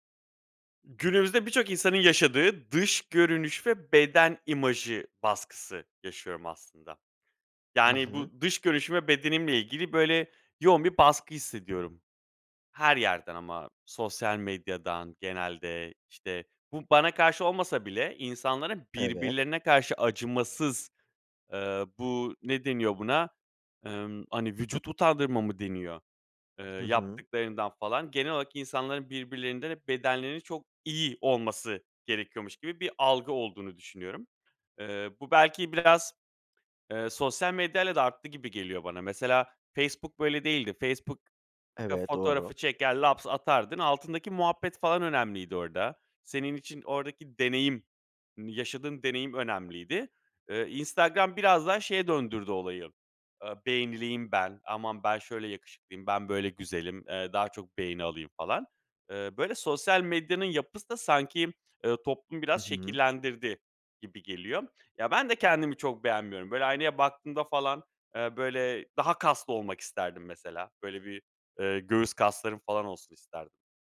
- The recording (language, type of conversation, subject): Turkish, advice, Dış görünüşün ve beden imajınla ilgili hissettiğin baskı hakkında neler hissediyorsun?
- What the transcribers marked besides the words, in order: stressed: "dış görünüş"; stressed: "beden imajı"; other background noise; stressed: "iyi"; unintelligible speech; stressed: "deneyim"